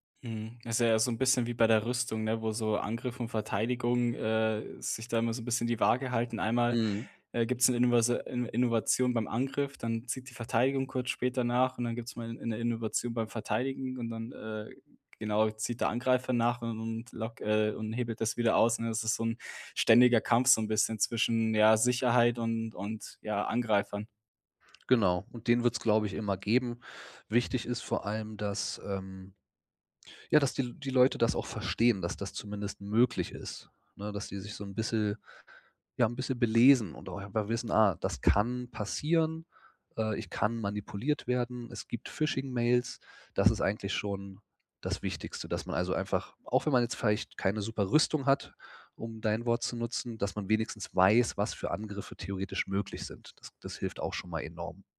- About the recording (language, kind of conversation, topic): German, podcast, Wie schützt du deine privaten Daten online?
- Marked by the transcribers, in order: none